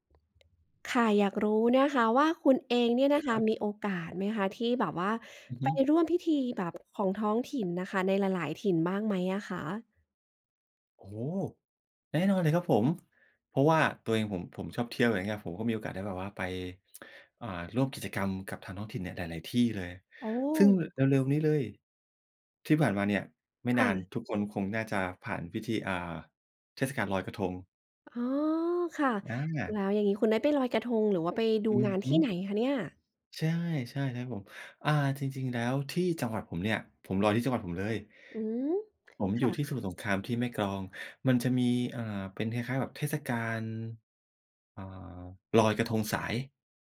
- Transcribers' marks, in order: tapping; tsk; other noise
- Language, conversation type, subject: Thai, podcast, เคยไปร่วมพิธีท้องถิ่นไหม และรู้สึกอย่างไรบ้าง?